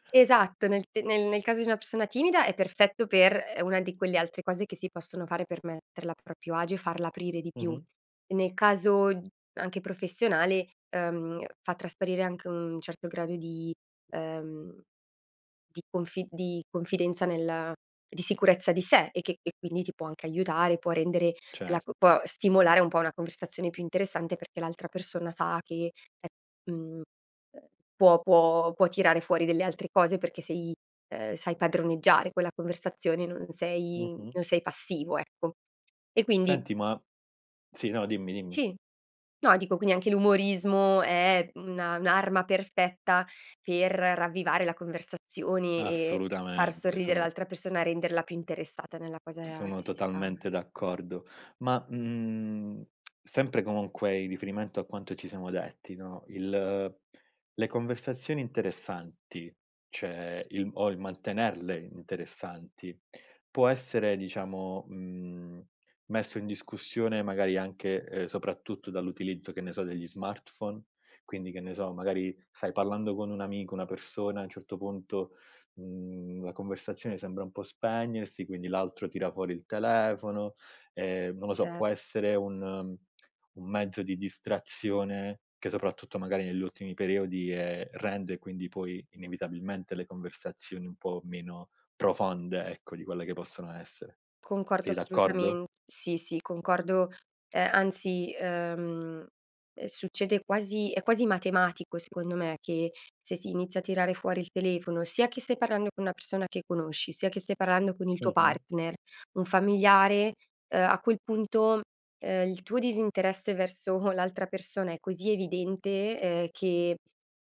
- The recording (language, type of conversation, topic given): Italian, podcast, Cosa fai per mantenere una conversazione interessante?
- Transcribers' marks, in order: "proprio" said as "propio"; lip smack; "cioè" said as "ceh"; "un" said as "n"; tongue click; laughing while speaking: "verso"